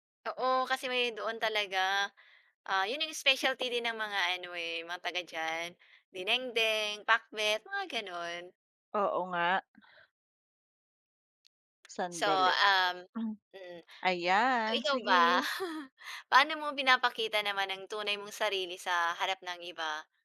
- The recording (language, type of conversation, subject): Filipino, unstructured, Paano mo ipinapakita ang tunay mong sarili sa harap ng iba, at ano ang nararamdaman mo kapag hindi ka tinatanggap dahil sa pagkakaiba mo?
- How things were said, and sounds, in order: other background noise; chuckle